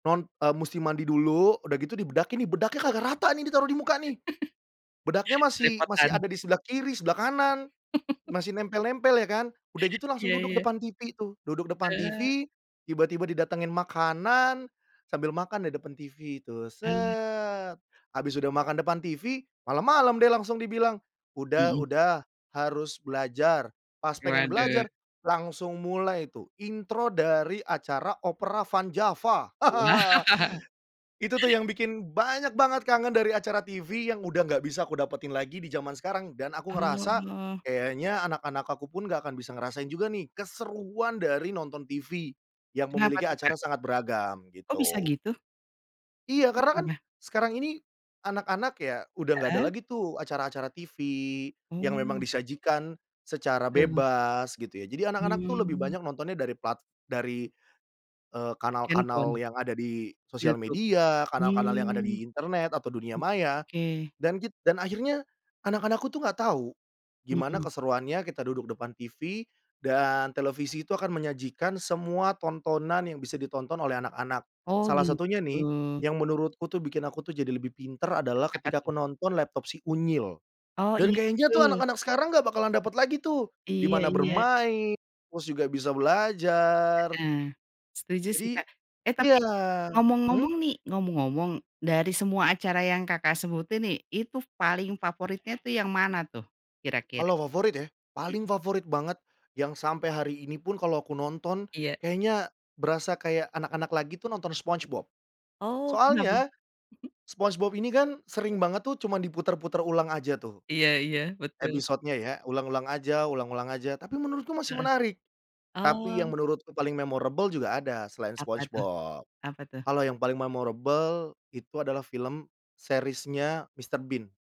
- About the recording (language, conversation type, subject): Indonesian, podcast, Acara televisi masa kecil apa yang paling kamu rindukan, dan kenapa?
- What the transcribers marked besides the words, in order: other background noise; chuckle; chuckle; other noise; drawn out: "set"; laugh; laughing while speaking: "Wah"; in English: "memorable"; in English: "series-nya"